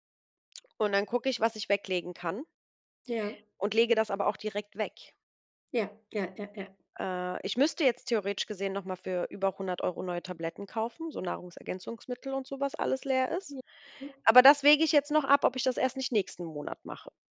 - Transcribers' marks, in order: other background noise
- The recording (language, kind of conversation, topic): German, unstructured, Wie gehst du im Alltag mit deinem Geld um?